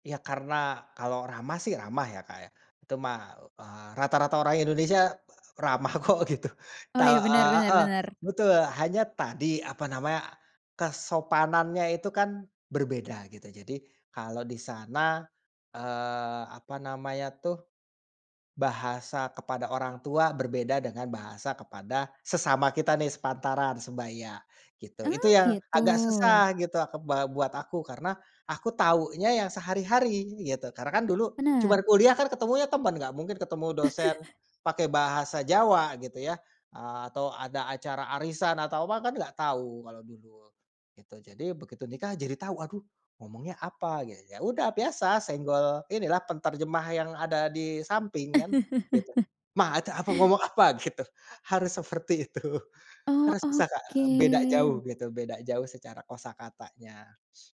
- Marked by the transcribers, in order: laughing while speaking: "ramah kok gitu"; tapping; chuckle; chuckle; laughing while speaking: "Gitu"; laughing while speaking: "seperti itu"; other background noise
- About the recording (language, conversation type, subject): Indonesian, podcast, Bagaimana pengalamanmu menyesuaikan diri dengan budaya baru?